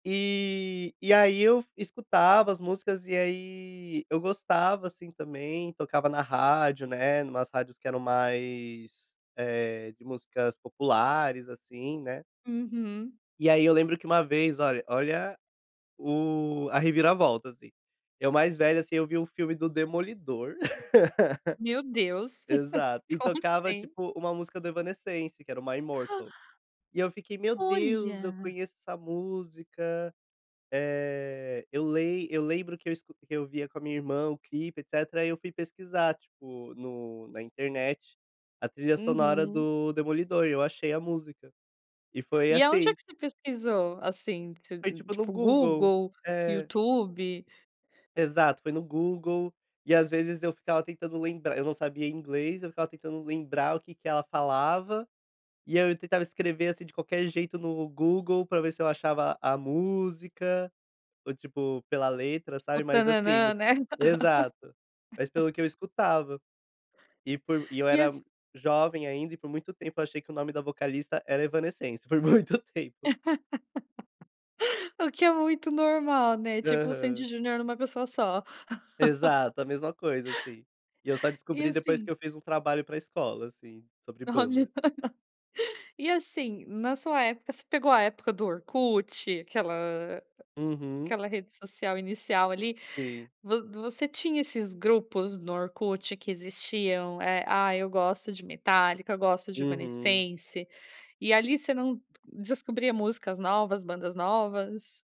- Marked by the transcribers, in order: laugh; chuckle; laughing while speaking: "Como assim"; gasp; laugh; other background noise; laugh; chuckle; laughing while speaking: "Olha!"
- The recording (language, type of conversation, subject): Portuguese, podcast, Qual música melhor descreve a sua adolescência?